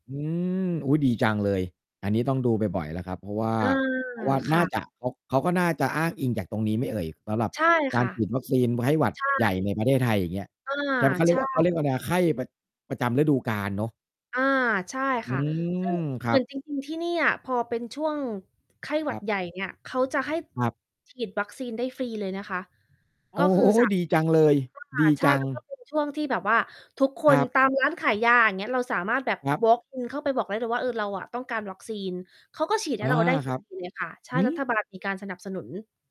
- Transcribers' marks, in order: other background noise; distorted speech
- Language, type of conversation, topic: Thai, unstructured, เราควรเตรียมตัวและรับมือกับโรคระบาดอย่างไรบ้าง?